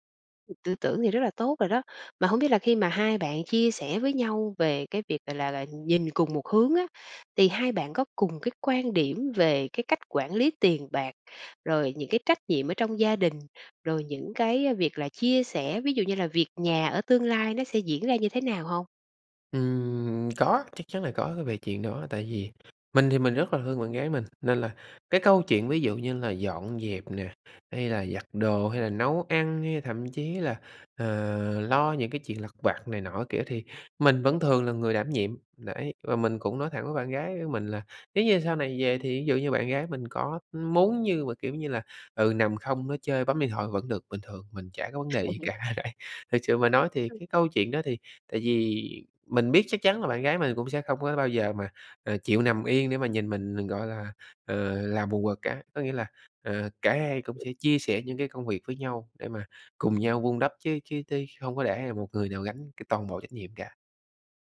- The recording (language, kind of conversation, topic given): Vietnamese, advice, Sau vài năm yêu, tôi có nên cân nhắc kết hôn không?
- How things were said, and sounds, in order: tapping; laugh; laughing while speaking: "đấy"; other background noise